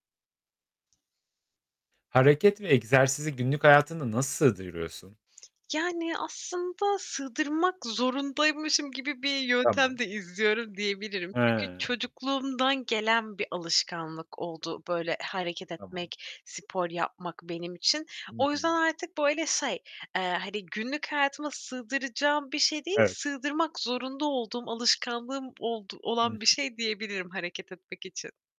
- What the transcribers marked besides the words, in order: tapping; distorted speech; static; other background noise
- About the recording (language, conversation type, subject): Turkish, podcast, Hareketi ve egzersizi günlük hayatına nasıl sığdırıyorsun?